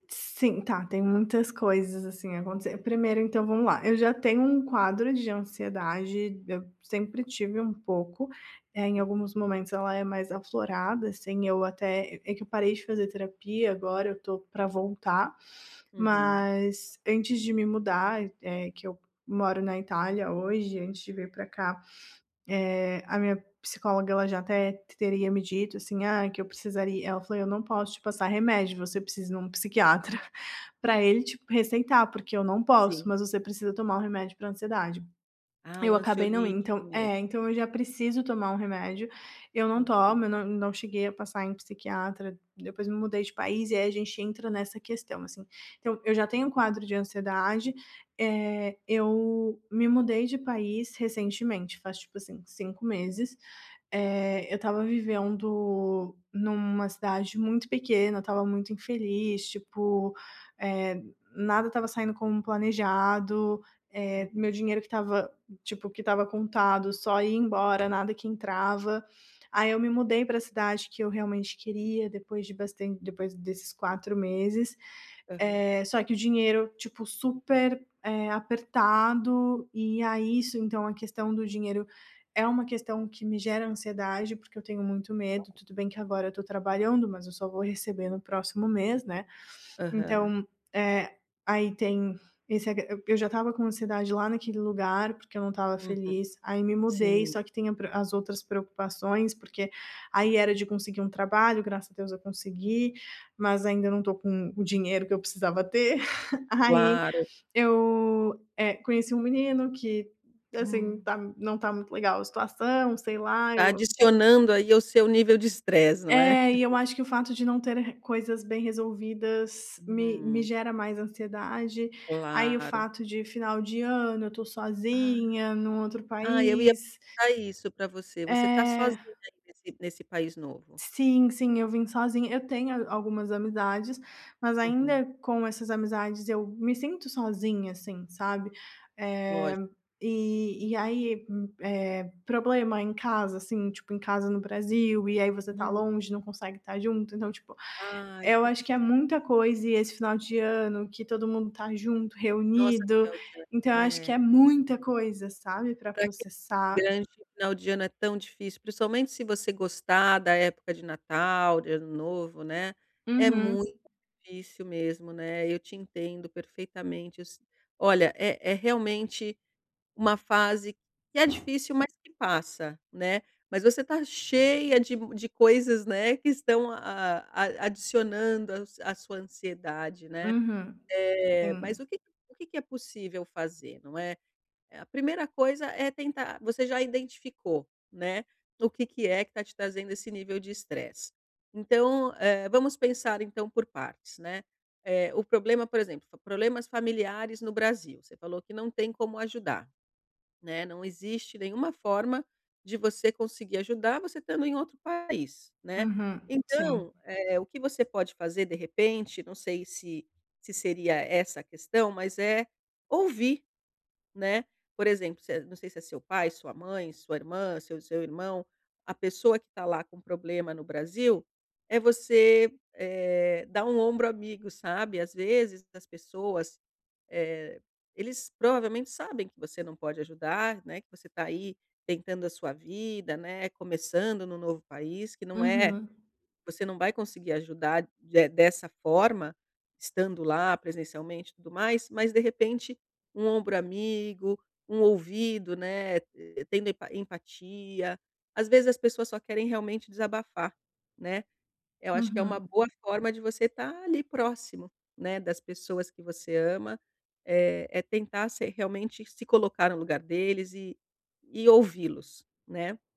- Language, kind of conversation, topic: Portuguese, advice, Como posso conviver com a ansiedade sem me culpar tanto?
- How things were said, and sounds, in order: laughing while speaking: "psiquiatra"; tapping; laugh; laugh; unintelligible speech; unintelligible speech